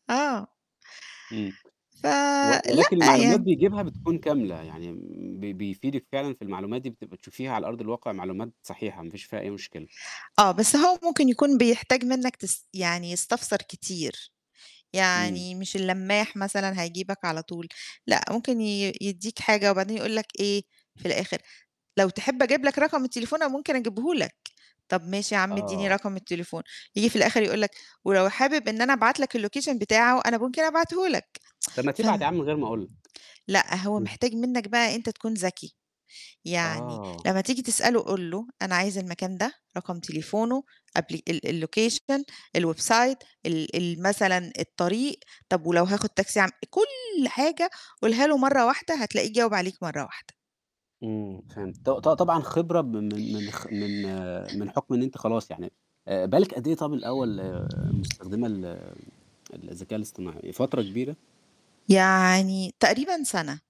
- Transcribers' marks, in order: tapping; in English: "الLocation"; in English: "الLocation، الWeb site"
- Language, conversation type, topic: Arabic, podcast, إزاي بتستفيد من الذكاء الاصطناعي في حياتك اليومية؟